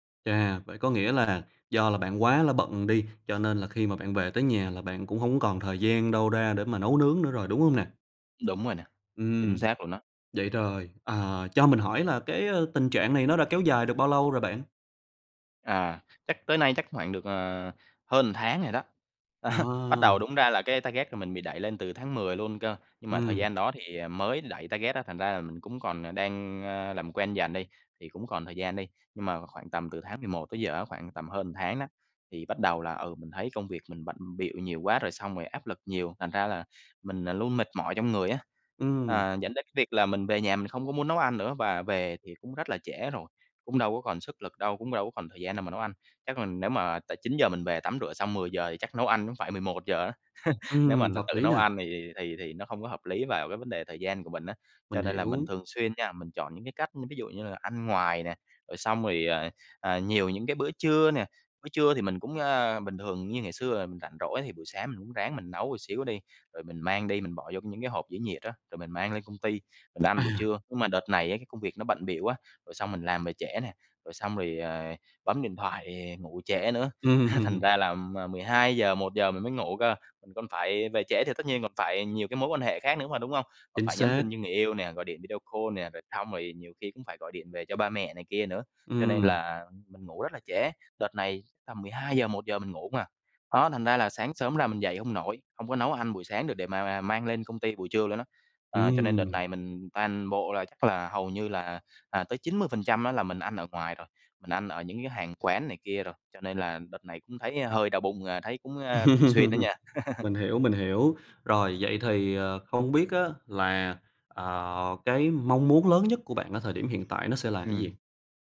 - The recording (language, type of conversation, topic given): Vietnamese, advice, Làm sao để ăn uống lành mạnh khi bạn quá bận rộn và không có nhiều thời gian nấu ăn?
- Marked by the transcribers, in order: "một" said as "ừn"; laughing while speaking: "Đó"; in English: "target"; tapping; in English: "target"; "một" said as "ừn"; "cũng" said as "ữm"; laugh; "cũng" said as "ũm"; "một" said as "ừn"; laughing while speaking: "Ừm"; laughing while speaking: "há"; in English: "video call"; laughing while speaking: "Ừm"; laugh